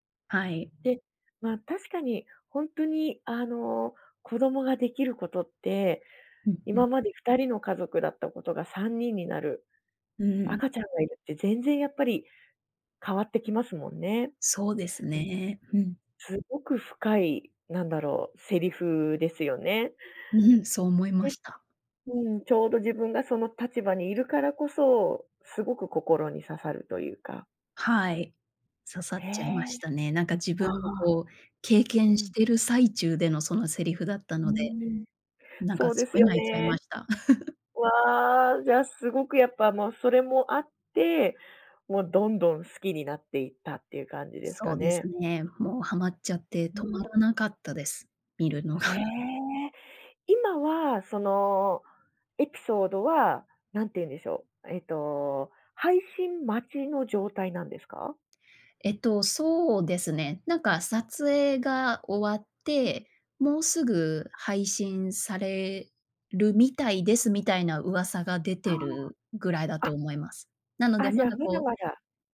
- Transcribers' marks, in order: other background noise; other noise; chuckle
- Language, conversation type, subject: Japanese, podcast, 最近ハマっているドラマは、どこが好きですか？